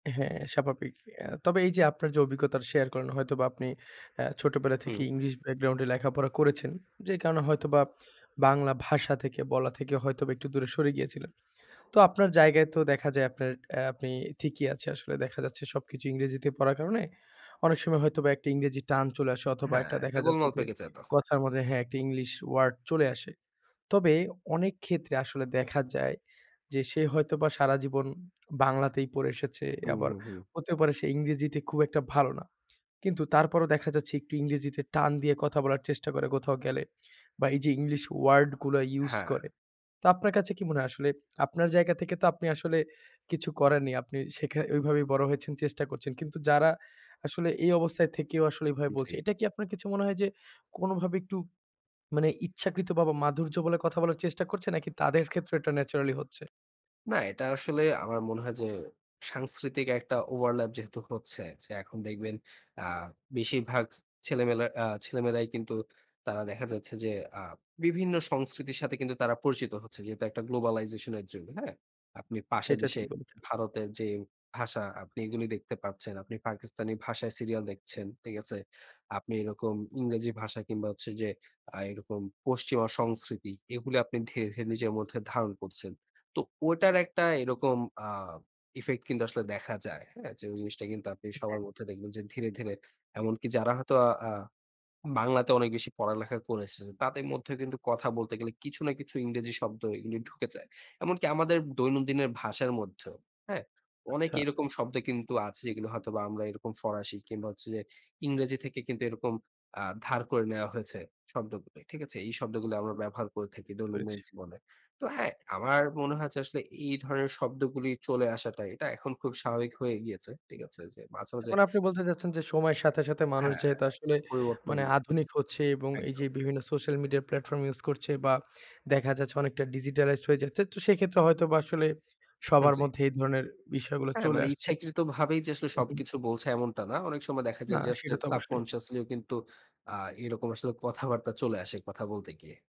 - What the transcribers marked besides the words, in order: other background noise; "ছেলেমেয়েরা" said as "ছেলেমেয়েলা"
- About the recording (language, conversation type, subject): Bengali, podcast, দুই বা ততোধিক ভাষায় বড় হওয়ার অভিজ্ঞতা কেমন?